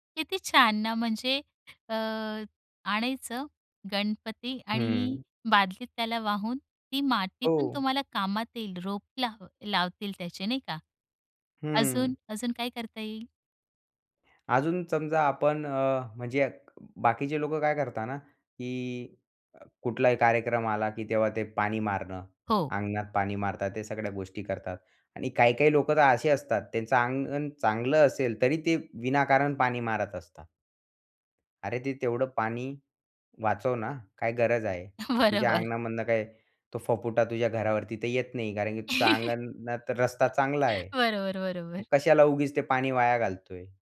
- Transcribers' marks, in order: tapping; chuckle
- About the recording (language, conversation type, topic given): Marathi, podcast, घरात पाण्याची बचत प्रभावीपणे कशी करता येईल, आणि त्याबाबत तुमचा अनुभव काय आहे?